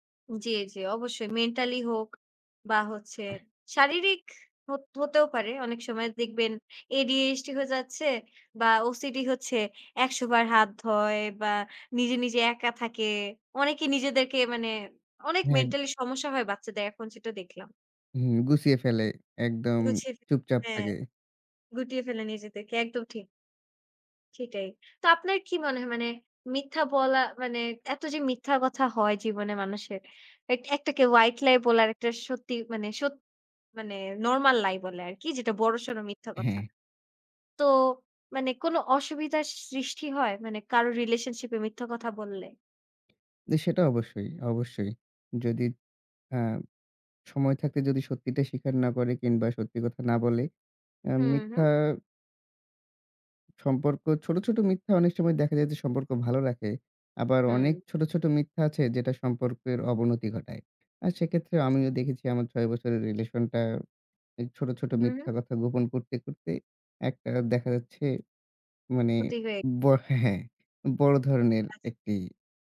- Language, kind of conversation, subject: Bengali, unstructured, আপনি কি মনে করেন মিথ্যা বলা কখনো ঠিক?
- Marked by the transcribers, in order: tapping; in English: "white lie"; in English: "normal lie"; lip smack